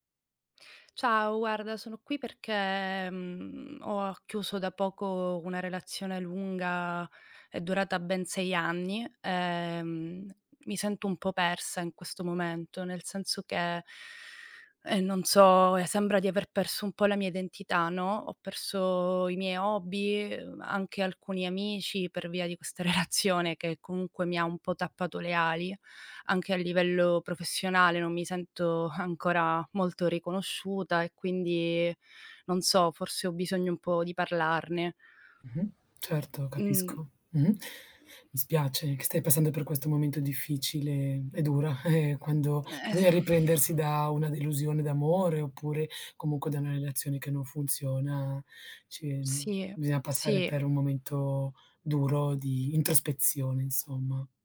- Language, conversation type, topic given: Italian, advice, Come puoi ritrovare la tua identità dopo una lunga relazione?
- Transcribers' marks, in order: breath; laughing while speaking: "relazione"; laughing while speaking: "eh"; lip trill